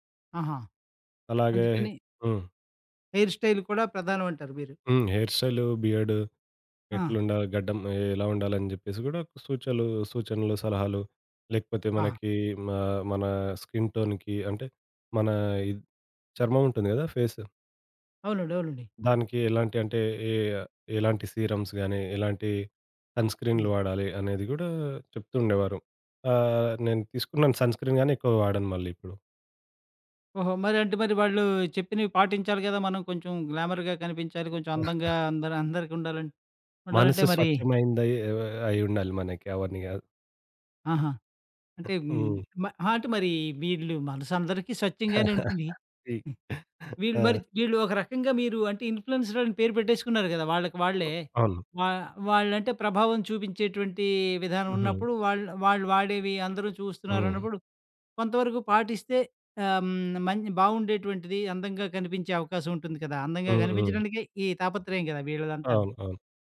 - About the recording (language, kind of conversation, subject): Telugu, podcast, నీ స్టైల్‌కు ప్రధానంగా ఎవరు ప్రేరణ ఇస్తారు?
- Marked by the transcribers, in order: in English: "హెయిర్ స్టైల్"; in English: "హెయిర్ స్టైల్, బియర్డ్"; in English: "స్కిన్ టోన్‌కి"; in English: "సీరమ్స్"; in English: "సన్‌స్క్రీన్"; in English: "గ్లామర్‌గా"; chuckle; other background noise; chuckle; in English: "ఇన్ఫ్లుయెన్సర్స్"; tapping